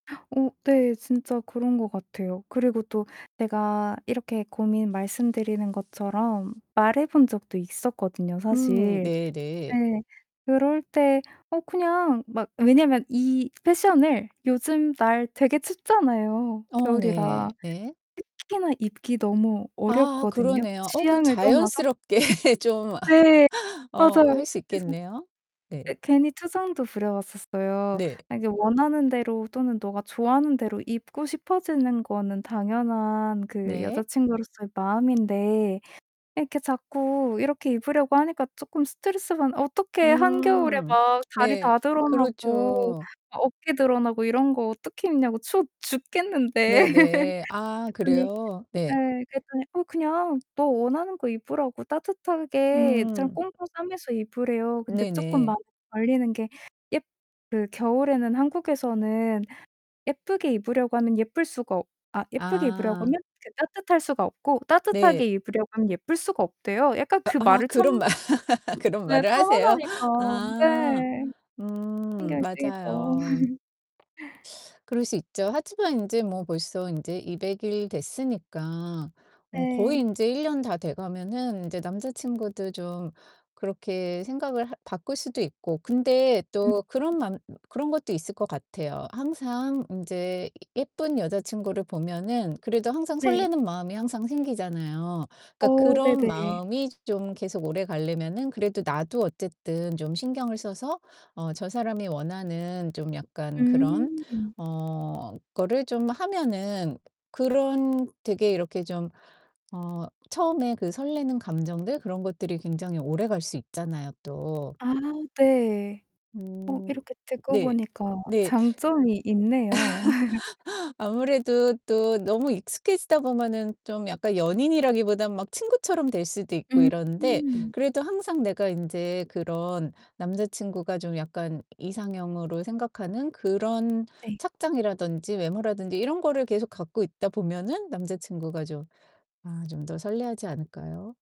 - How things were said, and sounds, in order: gasp; static; tapping; laughing while speaking: "자연스럽게"; laugh; laugh; laugh; laugh; distorted speech; laugh
- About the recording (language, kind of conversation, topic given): Korean, advice, 외모나 스타일로 자신을 표현할 때 어떤 점에서 고민이 생기나요?